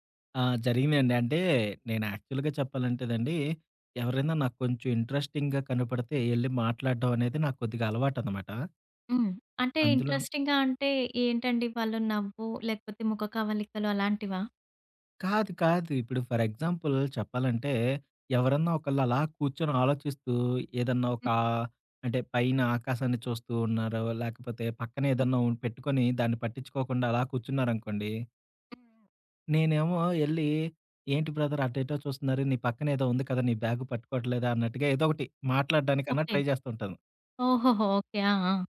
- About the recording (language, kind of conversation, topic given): Telugu, podcast, ఒక స్థానిక మార్కెట్‌లో మీరు కలిసిన విక్రేతతో జరిగిన సంభాషణ మీకు ఎలా గుర్తుంది?
- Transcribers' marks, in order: in English: "యాక్చువల్‌గా"; in English: "ఇంట్రెస్టిం‌గా"; other background noise; in English: "ఇంట్రెస్టిం‌గా"; in English: "ఫర్ ఎగ్జాంపుల్"; in English: "బ్రదర్"; in English: "బ్యాగ్"; in English: "ట్రై"